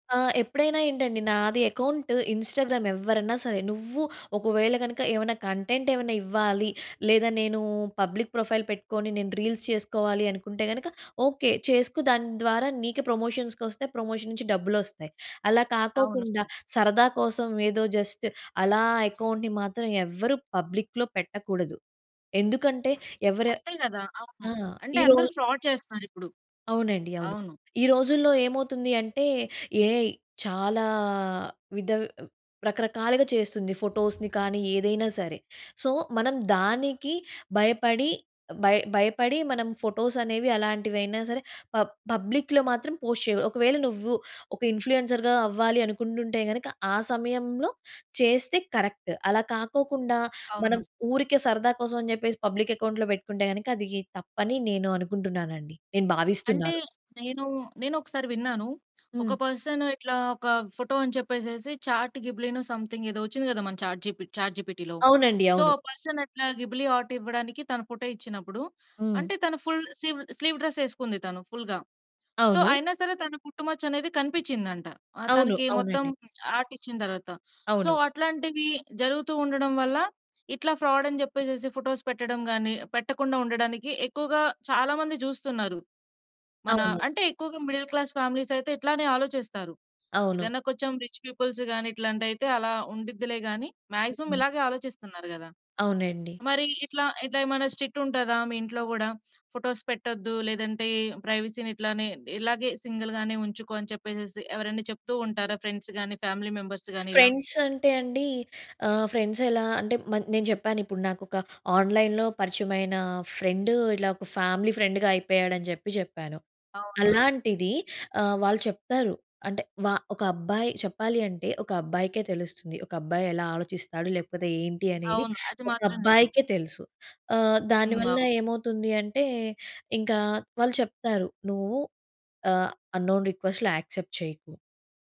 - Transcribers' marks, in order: in English: "అకౌంట్ ఇన్‌స్టాగ్రామ్"; in English: "కంటెంట్"; in English: "పబ్లిక్ ప్రొఫైల్"; in English: "రీల్స్"; in English: "ప్రమోషన్స్‌కి"; in English: "ప్రమోషన్"; in English: "జస్ట్"; in English: "అకౌంట్‌ని"; in English: "పబ్లిక్‌లో"; in English: "ఫ్రాడ్"; in English: "ఏఐ"; in English: "ఫోటోస్‌ని"; in English: "సో"; in English: "ఫోటోస్"; in English: "పబ్లిక్‌లో"; in English: "పోస్ట్"; in English: "ఇన్‌ఫ్లూయెన్సర్‌గా"; in English: "కరెక్ట్"; in English: "పబ్లిక్ అకౌంట్‌లో"; in English: "పర్సన్"; in English: "చాట్ గిబ్లీ‌నో సంథింగ్"; in English: "చాట్ చాట్ జిపిటీలో. సో"; in English: "పర్సన్"; in English: "గిబ్లీ ఆర్ట్"; in English: "ఫుల్ స్లీవ్ డ్రెస్"; in English: "ఫుల్‌గా. సో"; in English: "ఆర్ట్"; in English: "సో"; in English: "ఫ్రాడ్"; in English: "మిడిల్ క్లాస్ ఫ్యామిలీస్"; in English: "రిచ్ పీపుల్స్‌గాని"; in English: "మాక్సిమం"; other noise; in English: "స్ట్రిక్ట్"; in English: "ఫోటోస్"; in English: "ప్రైవసీని"; in English: "సింగిల్"; in English: "ఫ్రెండ్స్"; in English: "ఫ్యామిలీ మెంబర్స్"; in English: "ఫ్రెండ్స్"; in English: "ఫ్రెండ్స్"; in English: "ఆన్‌లైన్‌లో"; in English: "ఫ్రెండ్"; in English: "ఫ్యామిలీ ఫ్రెండ్‌గా"; in English: "అంనోన్ రిక్వెస్ట్‌లు యాక్సెప్ట్"
- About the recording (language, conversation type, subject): Telugu, podcast, నిజంగా కలుసుకున్న తర్వాత ఆన్‌లైన్ బంధాలు ఎలా మారతాయి?